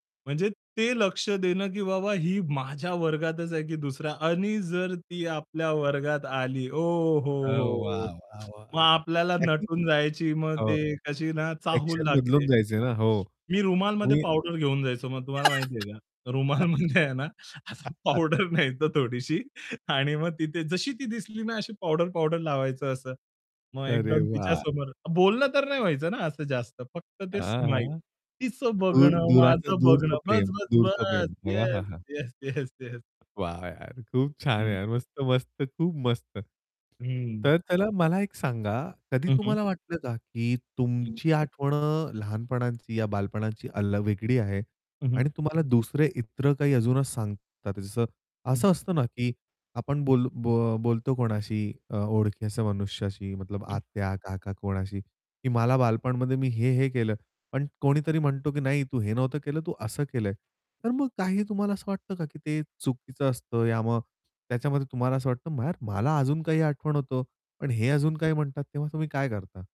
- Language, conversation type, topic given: Marathi, podcast, बालपणीची तुमची सर्वात जिवंत आठवण कोणती आहे?
- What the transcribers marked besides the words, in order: static; other background noise; unintelligible speech; in English: "ॲक्शन"; giggle; laughing while speaking: "रुमालमध्ये आहे ना, असं पावडर न्यायचा थोडीशी"; distorted speech; laughing while speaking: "येस, येस, येस"; tapping; mechanical hum